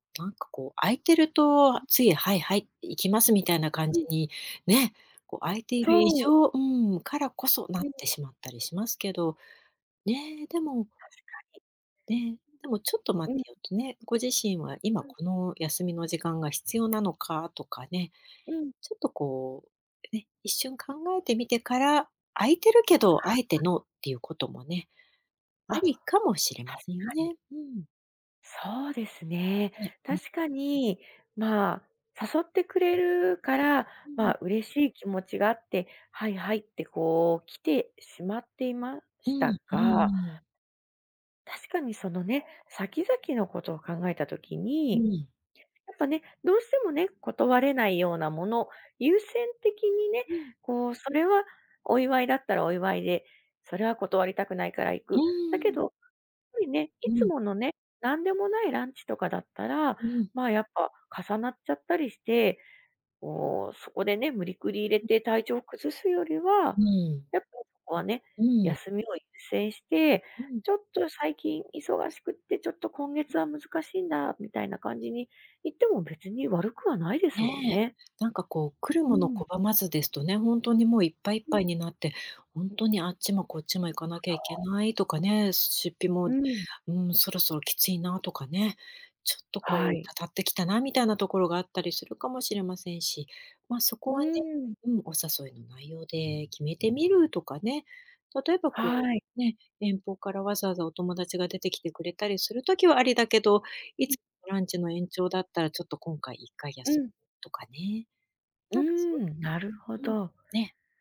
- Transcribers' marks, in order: tapping; other background noise
- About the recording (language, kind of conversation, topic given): Japanese, advice, ギフトや誘いを断れず無駄に出費が増える